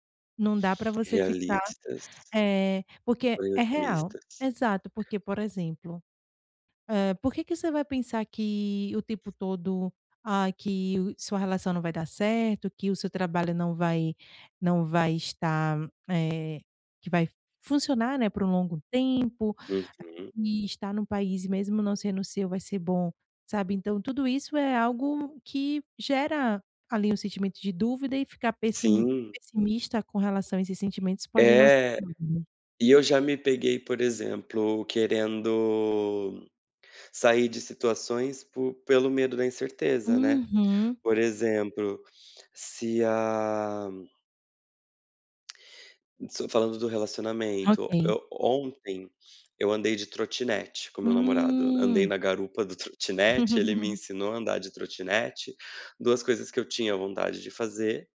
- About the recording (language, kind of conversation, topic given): Portuguese, advice, Como posso manter a calma quando tudo ao meu redor parece incerto?
- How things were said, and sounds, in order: tapping; unintelligible speech; laugh